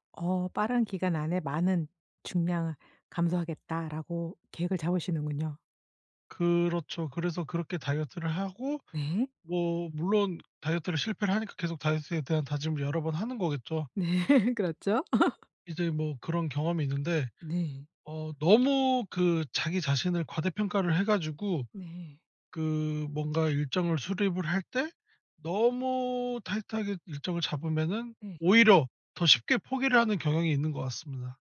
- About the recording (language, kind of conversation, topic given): Korean, podcast, 요즘 꾸준함을 유지하는 데 도움이 되는 팁이 있을까요?
- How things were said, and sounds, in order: laugh